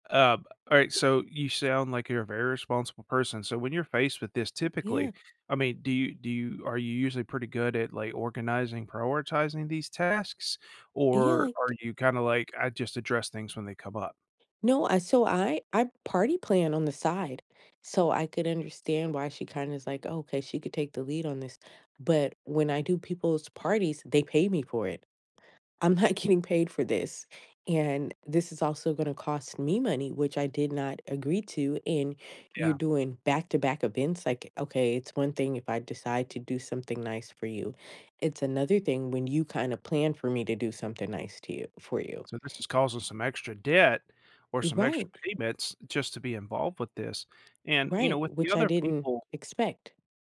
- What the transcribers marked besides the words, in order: sneeze; tapping; laughing while speaking: "not"
- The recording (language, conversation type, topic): English, advice, How can I prioritize and manage my responsibilities when I feel overwhelmed?
- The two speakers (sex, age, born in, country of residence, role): female, 40-44, United States, United States, user; male, 40-44, United States, United States, advisor